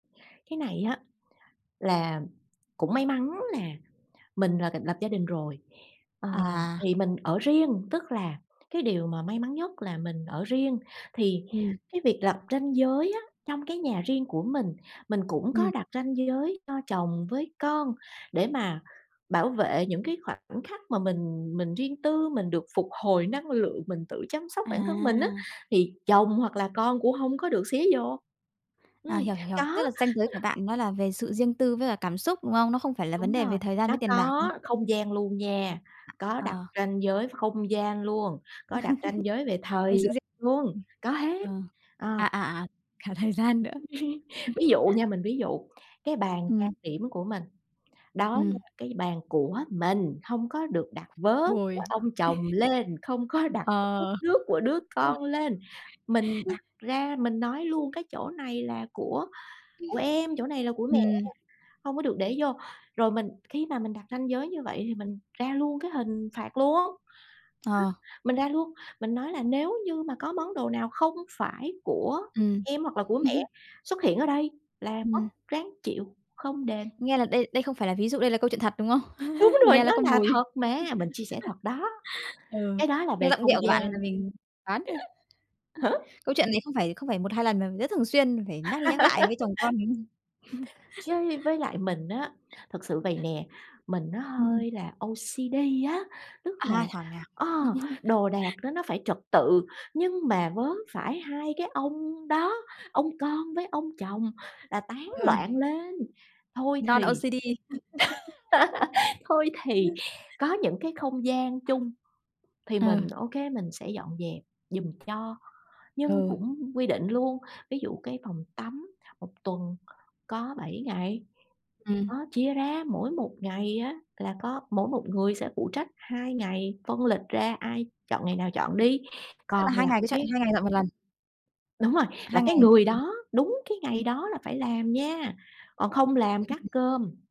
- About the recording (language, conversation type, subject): Vietnamese, podcast, Bạn đặt ranh giới trong gia đình như thế nào?
- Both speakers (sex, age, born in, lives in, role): female, 30-34, Vietnam, Vietnam, host; female, 40-44, Vietnam, Vietnam, guest
- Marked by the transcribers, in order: tapping; other background noise; laugh; chuckle; chuckle; unintelligible speech; chuckle; chuckle; laughing while speaking: "Đúng rồi"; chuckle; other noise; laugh; chuckle; in English: "O-C-D"; chuckle; laugh; in English: "Non-O-C-D"; laugh; unintelligible speech